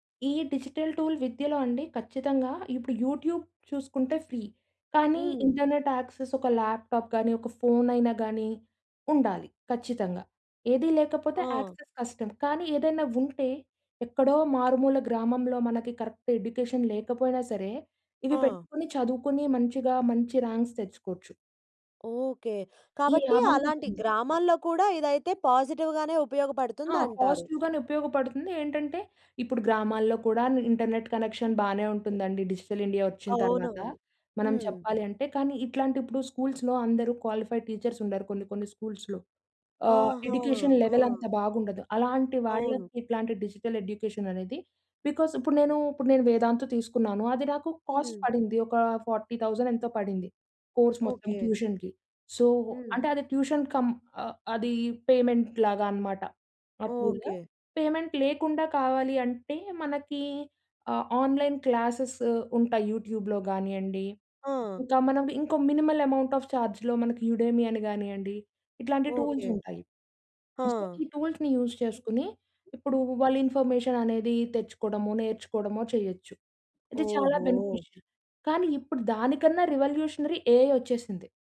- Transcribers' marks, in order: in English: "డిజిటల్ టూల్"; in English: "యూట్యూబ్"; in English: "ఫ్రీ"; in English: "ఇంటర్నెట్ యాక్సెస్"; in English: "ల్యాప్టాప్"; in English: "యాక్సెస్"; in English: "కరెక్ట్ ఎడ్యుకేషన్"; in English: "ర్యాంక్స్"; in English: "పాజిటివ్‌గానే"; in English: "పాజిటివ్‌గానే"; in English: "ఇంటర్నెట్ కనెక్షన్"; in English: "డిజిటల్"; in English: "స్కూల్స్‌లో"; in English: "క్వాలిఫైడ్ టీచర్స్"; in English: "స్కూల్స్‌లో"; in English: "ఎడ్యుకేషన్ లెవెల్"; in English: "డిజిటల్ ఎడ్యుకేషన్"; in English: "బికాస్"; in English: "కాస్ట్"; in English: "ఫార్టీ థౌసండ్"; in English: "కోర్స్"; in English: "ట్యూషన్‌కి. సో"; in English: "ట్యూషన్ కమ్"; in English: "పేమెంట్"; in English: "టూల్. పేమెంట్"; in English: "ఆన్‍లైన్ క్లాసెస్"; in English: "యూట్యూబ్‍లో"; in English: "మినిమల్ అమౌంట్ ఆఫ్ చార్జ్‌లో"; in English: "యుడెమి"; in English: "టూల్స్"; in English: "సో"; in English: "టూల్స్‌ని యూజ్"; in English: "ఇన్ఫర్మేషన్"; in English: "బెనిఫిషియల్"; in English: "రివల్యుషనరి ఎఐ"
- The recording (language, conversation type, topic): Telugu, podcast, డిజిటల్ సాధనాలు విద్యలో నిజంగా సహాయపడాయా అని మీరు భావిస్తున్నారా?